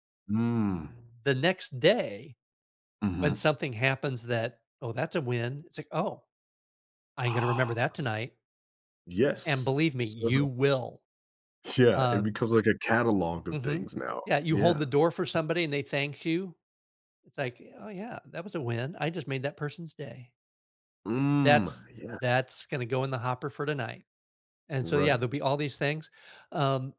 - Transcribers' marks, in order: other background noise; laughing while speaking: "So"; stressed: "you will"; stressed: "Mm"
- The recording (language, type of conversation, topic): English, advice, How can I notice and celebrate small daily wins to feel more joyful?
- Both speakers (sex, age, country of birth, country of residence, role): male, 30-34, United States, United States, user; male, 55-59, United States, United States, advisor